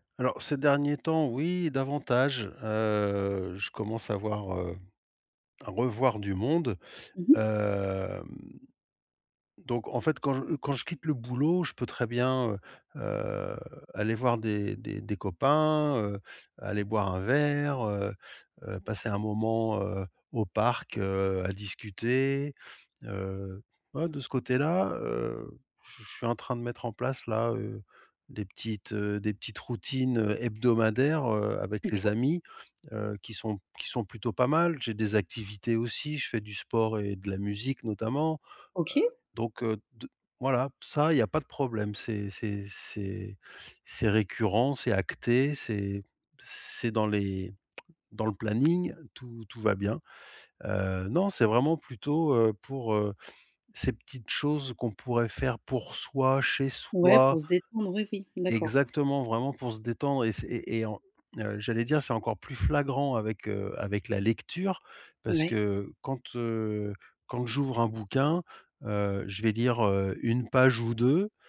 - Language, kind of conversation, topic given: French, advice, Pourquoi je n’ai pas d’énergie pour regarder ou lire le soir ?
- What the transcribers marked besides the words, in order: drawn out: "hem"; other background noise; tapping